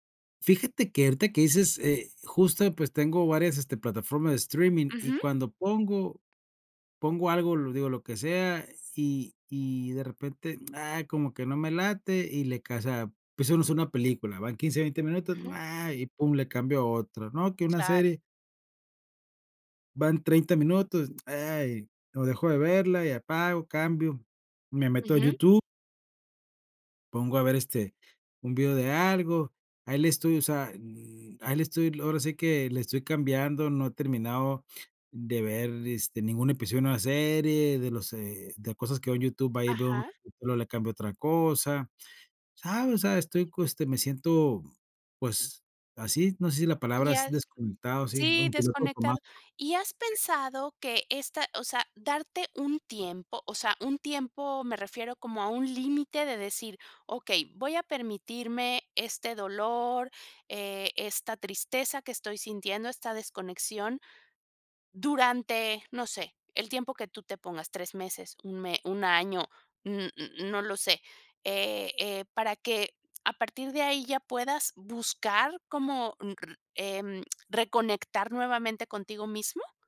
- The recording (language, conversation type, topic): Spanish, advice, ¿Cómo puedo reconectar con mi verdadera personalidad después de una ruptura?
- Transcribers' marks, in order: tsk; tsk; other background noise; tsk; other noise